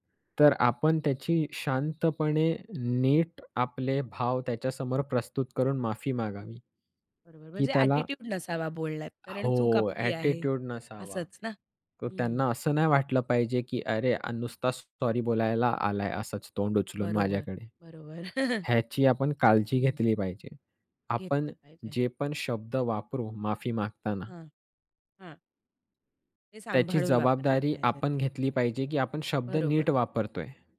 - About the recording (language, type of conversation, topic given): Marathi, podcast, एखाद्या मोठ्या वादानंतर तुम्ही माफी कशी मागाल?
- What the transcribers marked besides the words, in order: other background noise; tapping; in English: "ॲटिट्यूड"; in English: "ॲटिट्यूड"; chuckle